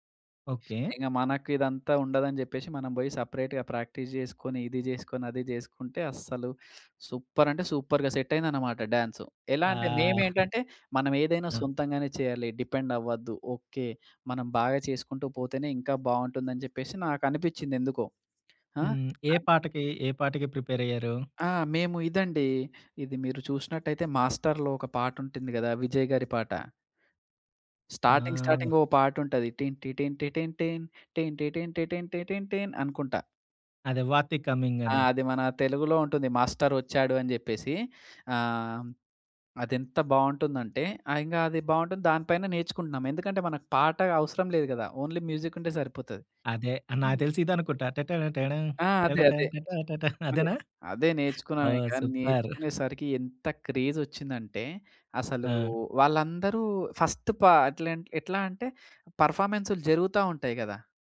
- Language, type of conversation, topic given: Telugu, podcast, నీ జీవితానికి నేపథ్య సంగీతం ఉంటే అది ఎలా ఉండేది?
- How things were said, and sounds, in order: in English: "సెపరేట్‌గా ప్రాక్టీస్"; in English: "సూపర్"; in English: "సూపర్‌గా సెట్"; chuckle; in English: "డిపెండ్"; in English: "స్టార్టింగ్ స్టార్టింగ్"; humming a tune; in English: "ఓన్లీ"; other noise; humming a tune; giggle; in English: "ఫస్ట్"